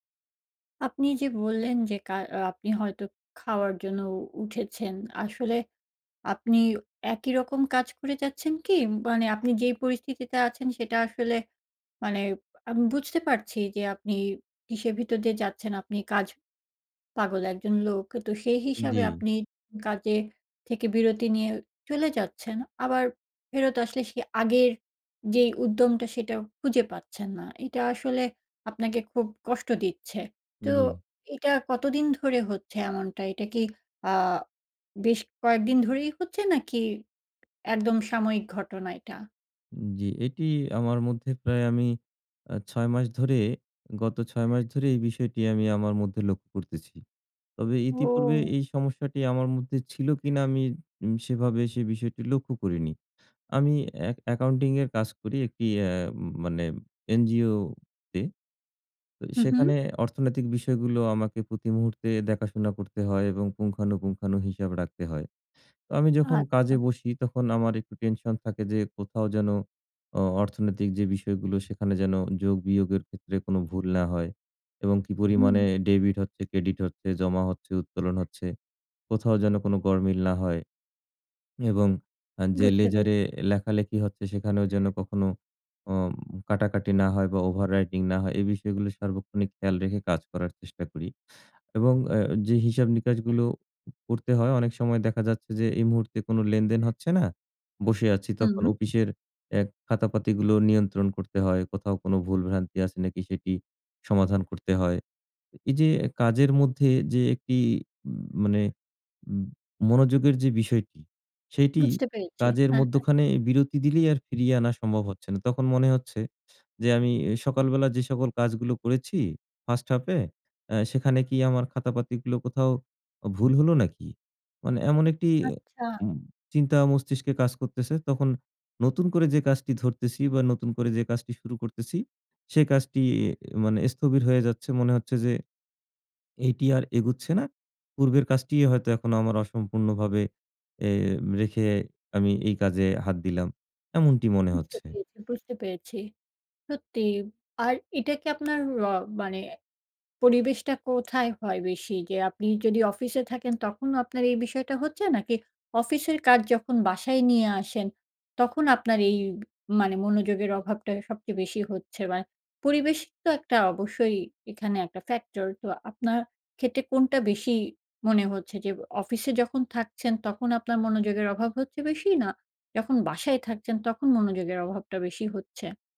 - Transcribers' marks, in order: other animal sound; drawn out: "ও"; in English: "debit"; in English: "credit"; in English: "ledger"; in English: "overwriting"; tapping
- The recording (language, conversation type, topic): Bengali, advice, বিরতি থেকে কাজে ফেরার পর আবার মনোযোগ ধরে রাখতে পারছি না—আমি কী করতে পারি?